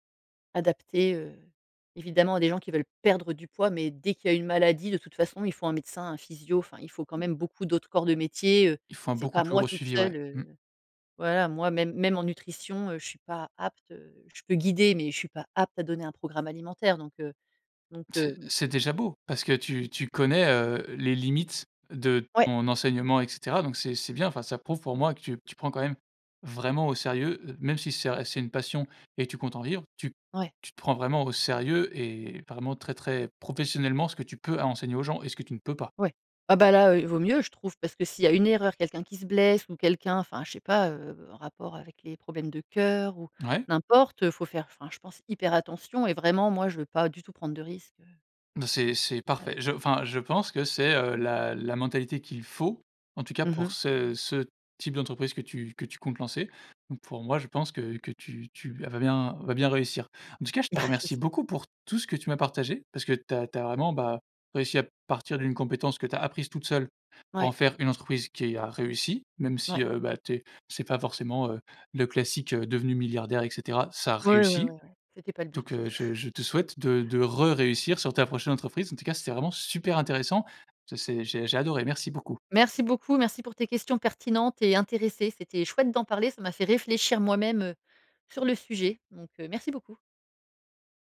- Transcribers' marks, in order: stressed: "perdre"; other noise; stressed: "guider"; stressed: "peux"; stressed: "hyper"; stressed: "faut"; chuckle; stressed: "super"
- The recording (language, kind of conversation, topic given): French, podcast, Comment transformer une compétence en un travail rémunéré ?